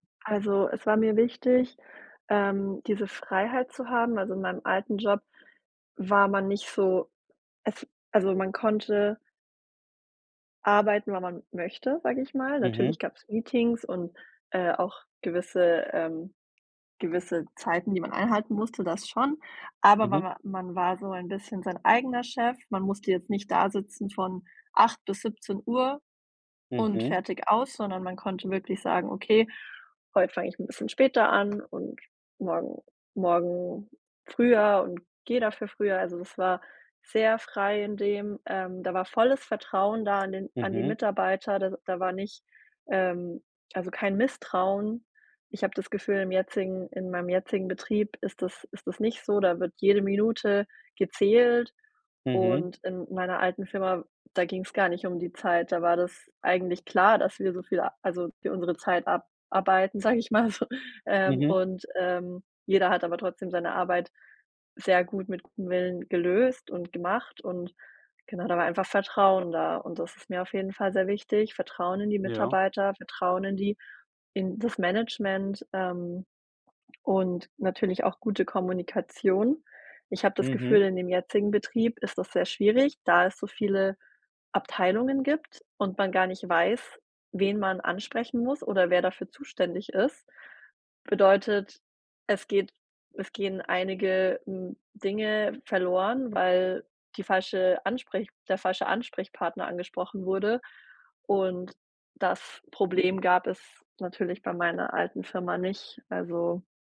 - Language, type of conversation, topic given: German, advice, Wie kann ich damit umgehen, dass ich mich nach einem Jobwechsel oder nach der Geburt eines Kindes selbst verloren fühle?
- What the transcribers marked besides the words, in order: laughing while speaking: "sage ich mal so"